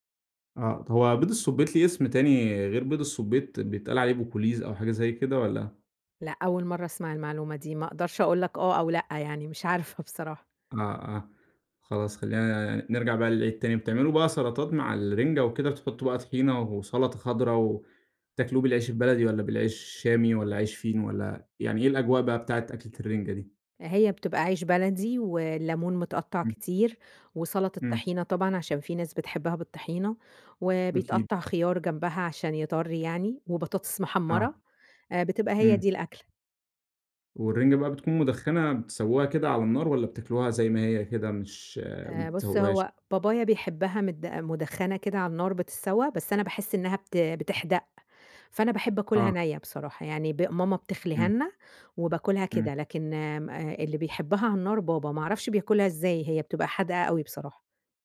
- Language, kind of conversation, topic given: Arabic, podcast, إيه أكتر ذكرى ليك مرتبطة بأكلة بتحبها؟
- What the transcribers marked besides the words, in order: in Italian: "بكلويز"; laughing while speaking: "عارفة"; tapping